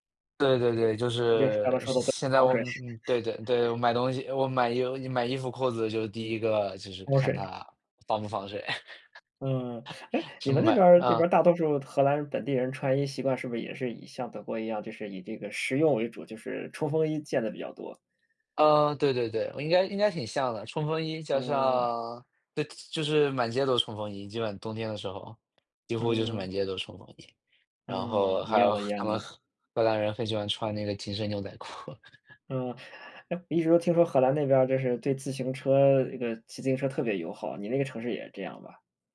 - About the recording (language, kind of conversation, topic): Chinese, unstructured, 你怎么看最近的天气变化？
- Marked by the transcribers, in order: unintelligible speech; chuckle; laugh; unintelligible speech; chuckle